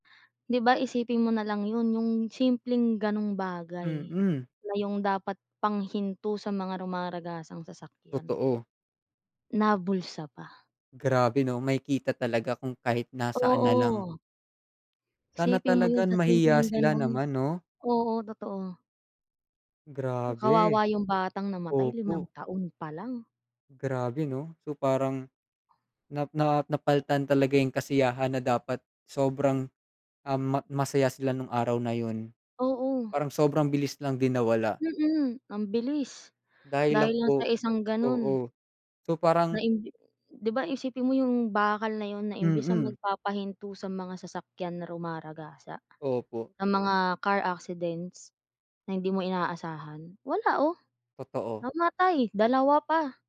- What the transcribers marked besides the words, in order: none
- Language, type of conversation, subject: Filipino, unstructured, Paano nakaapekto ang politika sa buhay ng mga mahihirap?